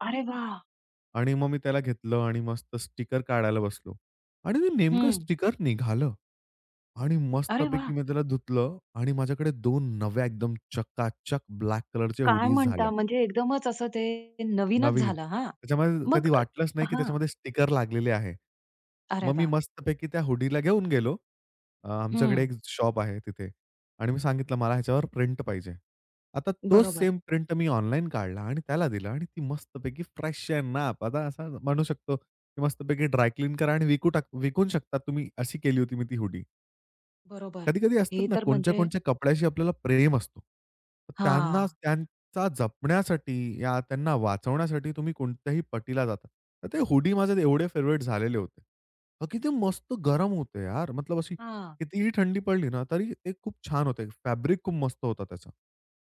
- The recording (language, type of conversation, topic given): Marathi, podcast, जुन्या कपड्यांना नवीन रूप देण्यासाठी तुम्ही काय करता?
- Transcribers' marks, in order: tapping; in English: "हुडीज"; in English: "हुडीला"; in English: "शॉप"; in English: "फ्रेश"; in English: "हुडी"; in English: "हुडी"; in English: "फेव्हराइट"; in English: "फॅब्रिक"